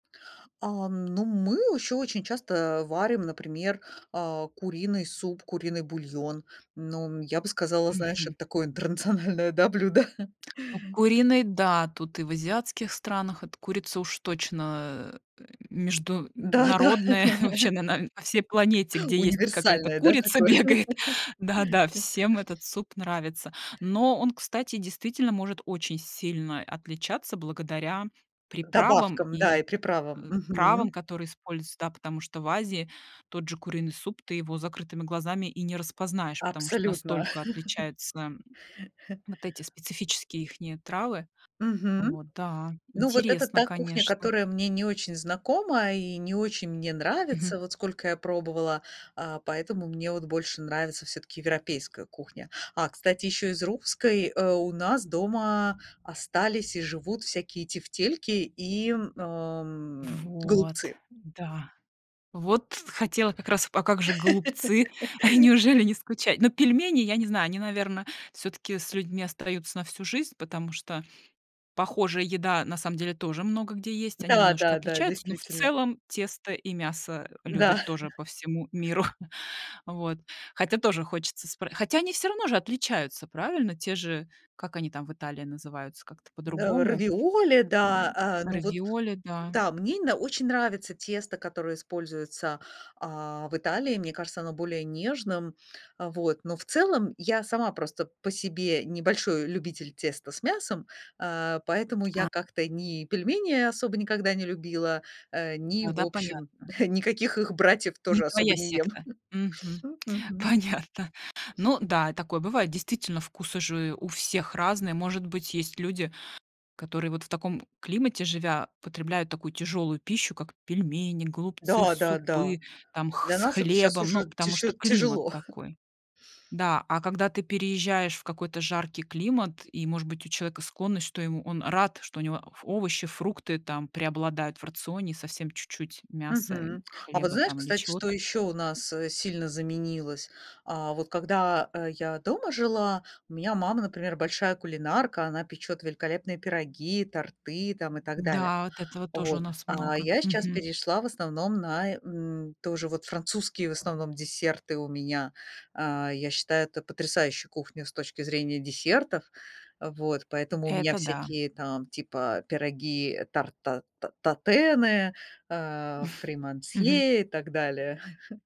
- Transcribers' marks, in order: tapping; chuckle; chuckle; laugh; laugh; chuckle; chuckle; laugh; other background noise; chuckle; chuckle; laughing while speaking: "Понятно"; chuckle; chuckle; chuckle; chuckle
- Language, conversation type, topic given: Russian, podcast, Как миграция повлияла на еду и кулинарные привычки в вашей семье?